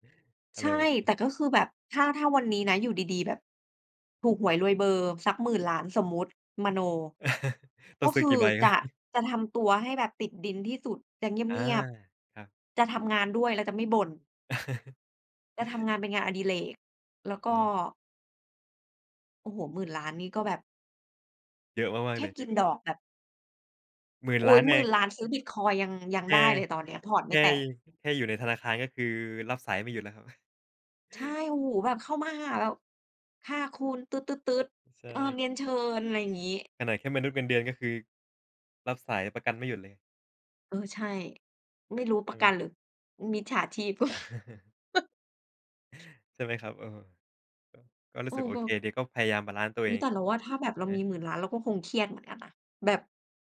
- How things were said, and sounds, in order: chuckle; laughing while speaking: "ครับ"; chuckle; chuckle; chuckle; tapping
- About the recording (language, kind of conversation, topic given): Thai, unstructured, เงินมีความสำคัญกับชีวิตคุณอย่างไรบ้าง?
- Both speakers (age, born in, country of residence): 25-29, Thailand, Thailand; 30-34, Thailand, Thailand